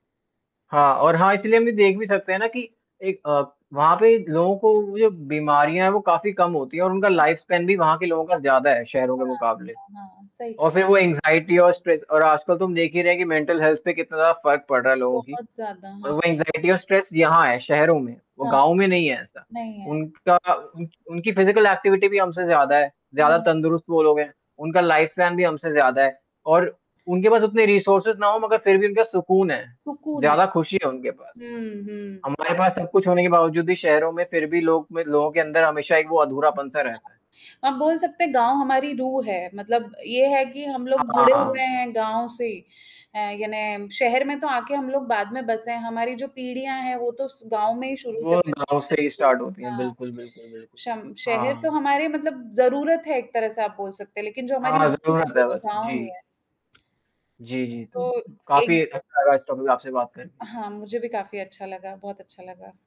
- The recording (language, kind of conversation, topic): Hindi, unstructured, आप शहर में रहना पसंद करेंगे या गाँव में रहना?
- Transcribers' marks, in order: static; in English: "लाइफ़स्पैन"; distorted speech; in English: "एंग्जायटी"; in English: "स्ट्रेस"; in English: "मेंटल हेल्थ"; in English: "एंग्जायटी"; in English: "स्ट्रेस"; in English: "फिजिकल एक्टिविटी"; in English: "लाइफ़ प्लान"; in English: "रिसोर्सेस"; in English: "स्टार्ट"; in English: "टॉपिक"